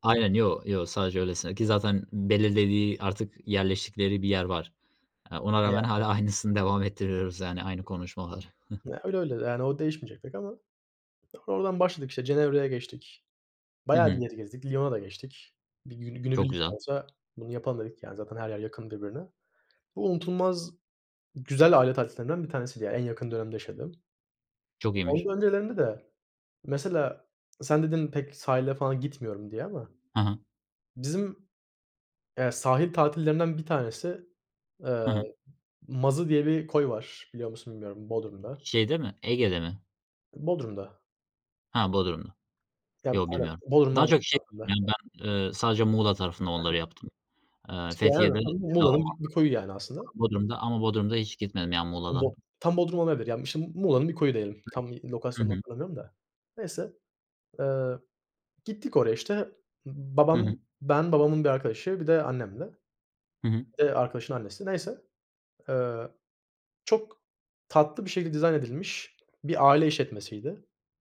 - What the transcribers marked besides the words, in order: other background noise; unintelligible speech; chuckle; tapping; unintelligible speech; unintelligible speech; unintelligible speech; unintelligible speech
- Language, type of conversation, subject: Turkish, unstructured, En unutulmaz aile tatiliniz hangisiydi?